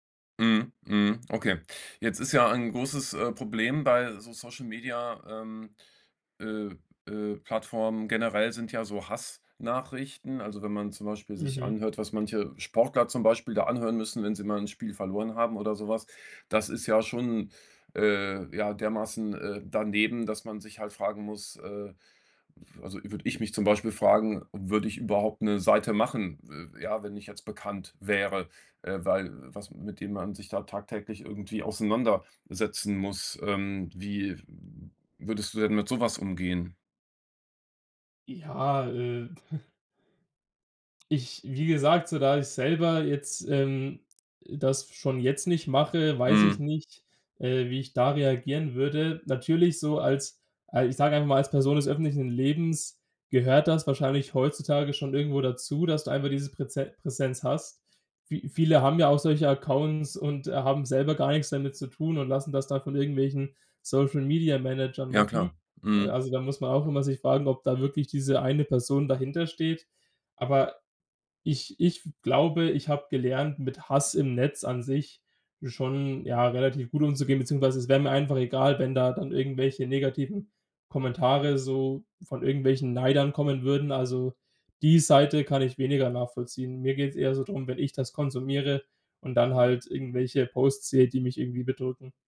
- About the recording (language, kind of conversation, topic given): German, podcast, Welchen Einfluss haben soziale Medien auf dein Erfolgsempfinden?
- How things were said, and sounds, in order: chuckle; in English: "Accounts"